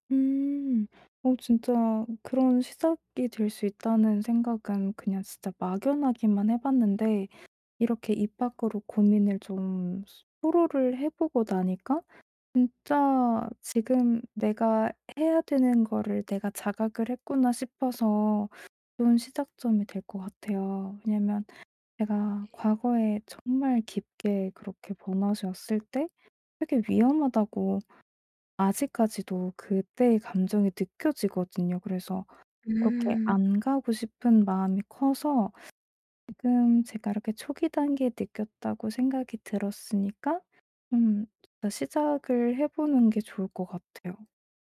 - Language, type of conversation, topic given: Korean, advice, 번아웃을 겪는 지금, 현실적인 목표를 세우고 기대치를 조정하려면 어떻게 해야 하나요?
- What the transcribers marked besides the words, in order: other background noise; tapping